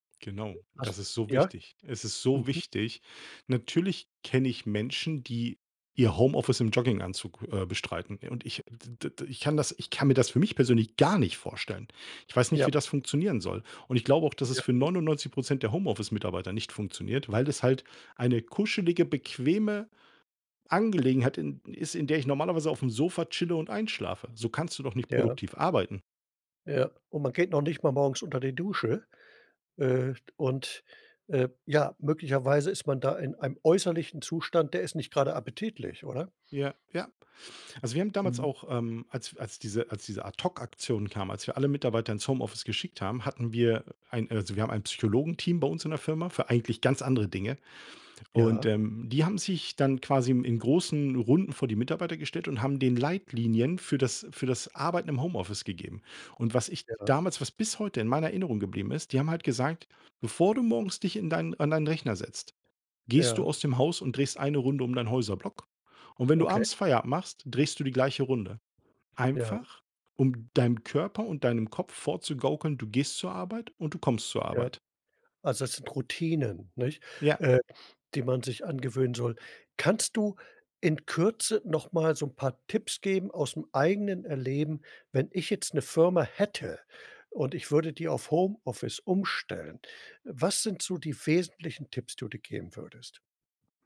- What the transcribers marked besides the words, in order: stressed: "gar"
- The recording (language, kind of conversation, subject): German, podcast, Wie stehst du zu Homeoffice im Vergleich zum Büro?